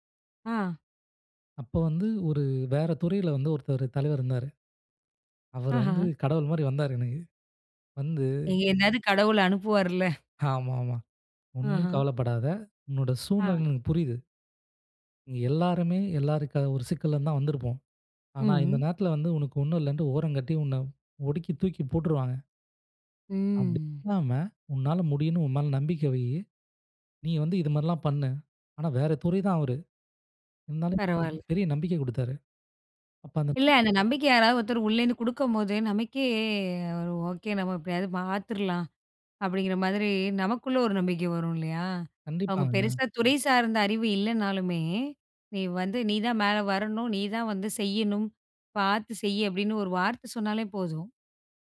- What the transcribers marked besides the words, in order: chuckle; laugh; drawn out: "ம்"; unintelligible speech; other noise; in English: "ஓகே"
- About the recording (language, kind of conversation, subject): Tamil, podcast, சிக்கலில் இருந்து உங்களை காப்பாற்றிய ஒருவரைப் பற்றி சொல்ல முடியுமா?